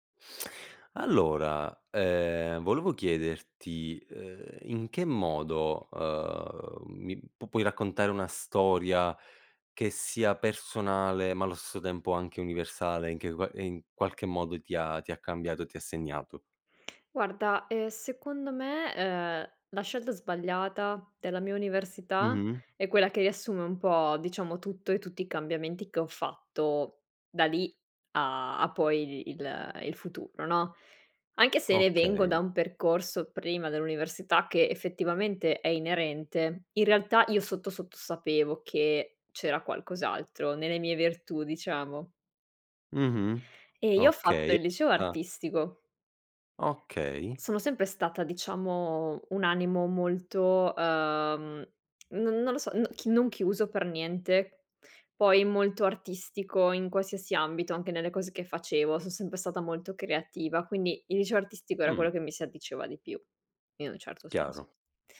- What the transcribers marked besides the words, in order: lip smack
- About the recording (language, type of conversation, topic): Italian, podcast, Come racconti una storia che sia personale ma universale?